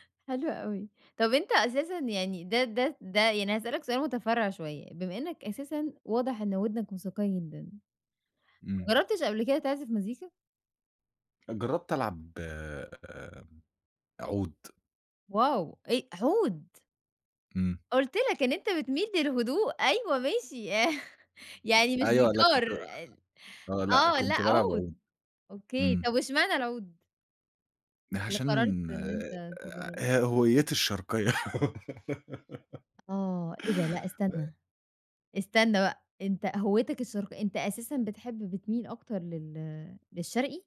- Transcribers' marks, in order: tapping; chuckle; other background noise; giggle; unintelligible speech
- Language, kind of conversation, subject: Arabic, podcast, إزاي مزاجك بيحدد نوع الأغاني اللي بتسمعها؟